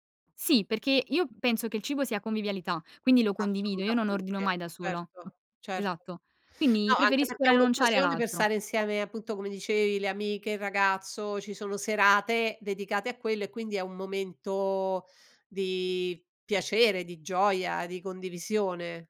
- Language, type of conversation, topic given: Italian, podcast, Qual è la tua esperienza con le consegne a domicilio e le app per ordinare cibo?
- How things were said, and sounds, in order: other background noise; "rinunciare" said as "rainunciare"; drawn out: "di"